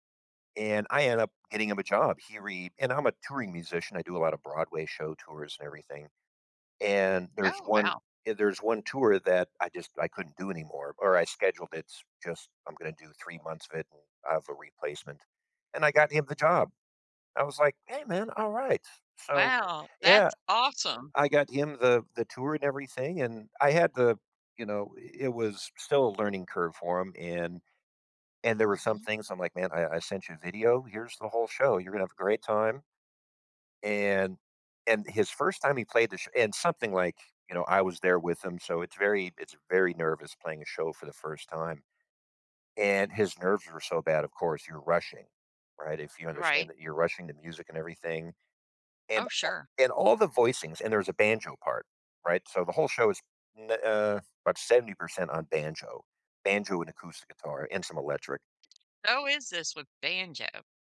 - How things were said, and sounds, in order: background speech; other background noise
- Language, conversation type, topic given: English, unstructured, When should I teach a friend a hobby versus letting them explore?